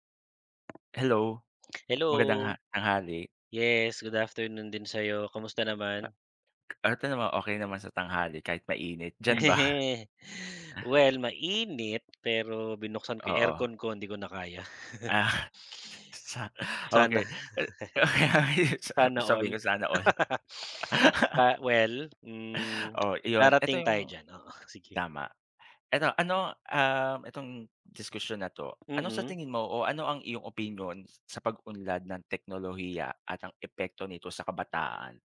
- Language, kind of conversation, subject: Filipino, unstructured, Ano ang masasabi mo tungkol sa pag-unlad ng teknolohiya at sa epekto nito sa mga kabataan?
- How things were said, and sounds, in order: chuckle; laughing while speaking: "okey, okey"; chuckle; laugh; laugh